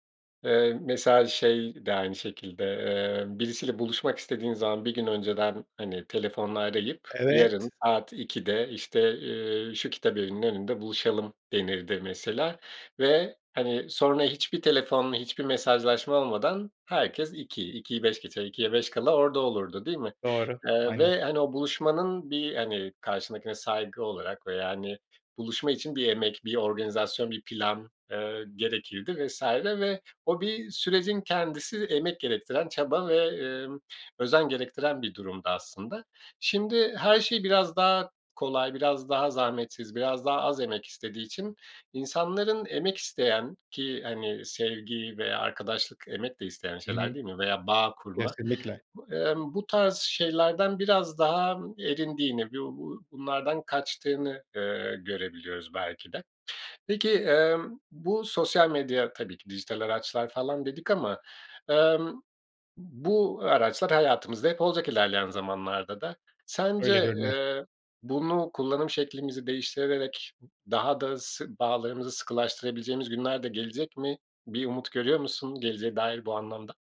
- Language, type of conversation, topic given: Turkish, podcast, Sosyal medyanın ilişkiler üzerindeki etkisi hakkında ne düşünüyorsun?
- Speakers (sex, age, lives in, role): male, 40-44, Portugal, host; male, 45-49, Spain, guest
- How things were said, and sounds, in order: other background noise